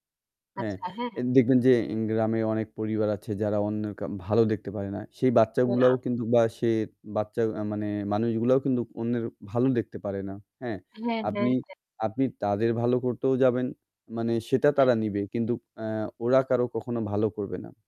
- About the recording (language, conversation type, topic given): Bengali, unstructured, বন্ধুত্বে আপনি কি কখনো বিশ্বাসঘাতকতার শিকার হয়েছেন, আর তা আপনার জীবনে কী প্রভাব ফেলেছে?
- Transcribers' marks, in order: static; "সেটা" said as "সেতা"